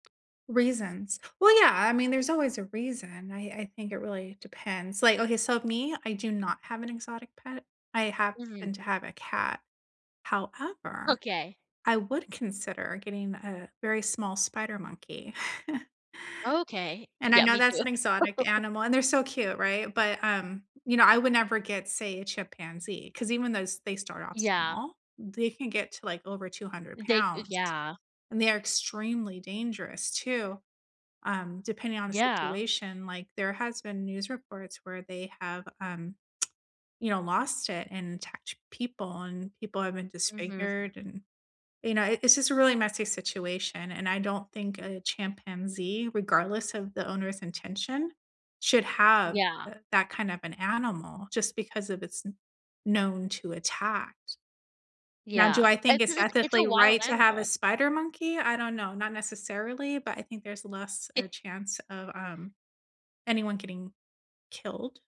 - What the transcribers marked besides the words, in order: tapping; chuckle; laugh; lip smack; scoff
- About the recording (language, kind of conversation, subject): English, unstructured, What do you think about keeping exotic pets at home?
- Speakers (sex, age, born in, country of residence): female, 18-19, United States, United States; female, 45-49, United States, United States